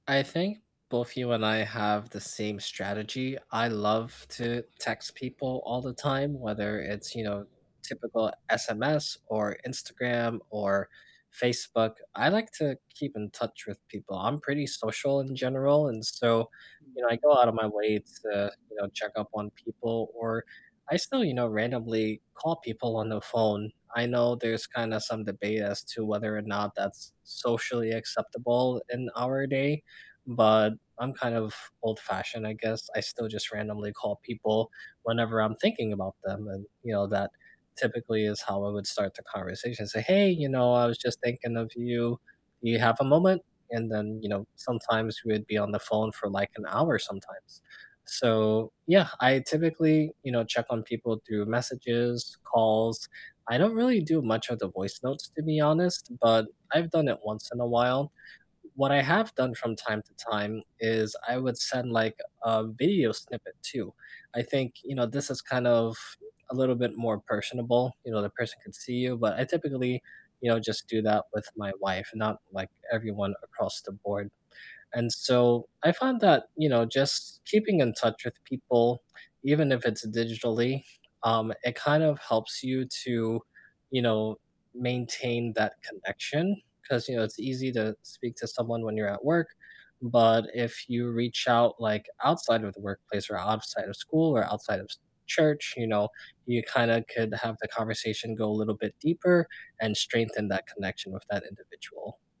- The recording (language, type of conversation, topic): English, unstructured, What small, everyday habits help you stay close to people you care about over time?
- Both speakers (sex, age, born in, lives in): male, 35-39, United States, United States; male, 60-64, United States, United States
- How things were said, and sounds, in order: other background noise; mechanical hum; tapping